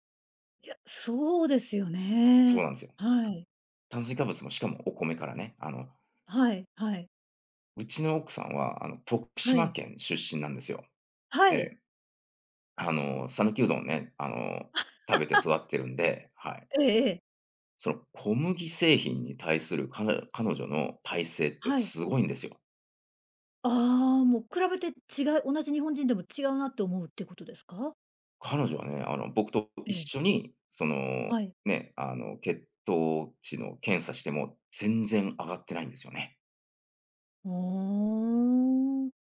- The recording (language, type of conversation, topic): Japanese, podcast, 食文化に関して、特に印象に残っている体験は何ですか?
- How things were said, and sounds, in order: laugh; drawn out: "ああ"